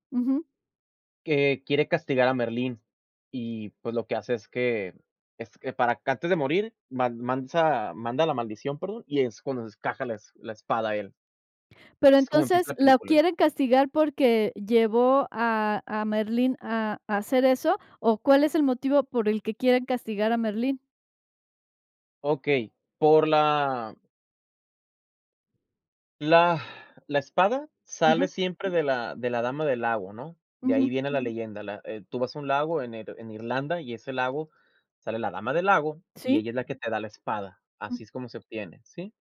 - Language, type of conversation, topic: Spanish, podcast, ¿Cuál es una película que te marcó y qué la hace especial?
- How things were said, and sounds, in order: none